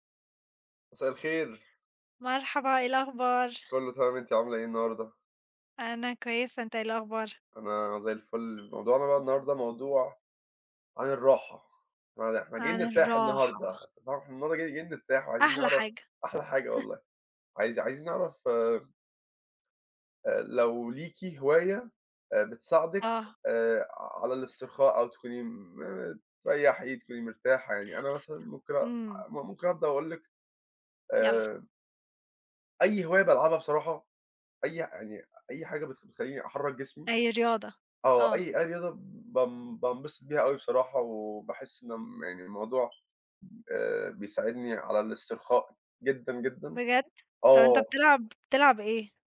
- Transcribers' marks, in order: tapping; unintelligible speech; chuckle
- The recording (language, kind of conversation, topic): Arabic, unstructured, عندك هواية بتساعدك تسترخي؟ إيه هي؟
- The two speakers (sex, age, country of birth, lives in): female, 20-24, Egypt, Romania; male, 20-24, Egypt, United States